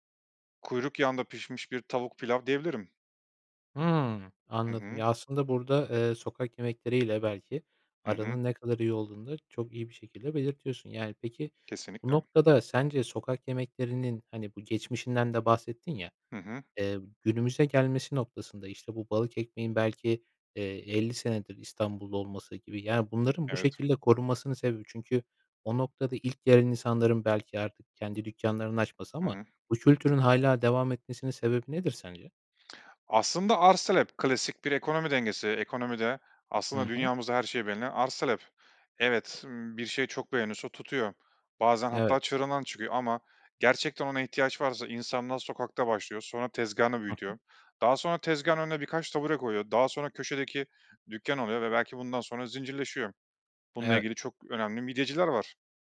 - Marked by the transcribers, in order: other background noise
- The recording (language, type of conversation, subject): Turkish, podcast, Sokak yemekleri bir ülkeye ne katar, bu konuda ne düşünüyorsun?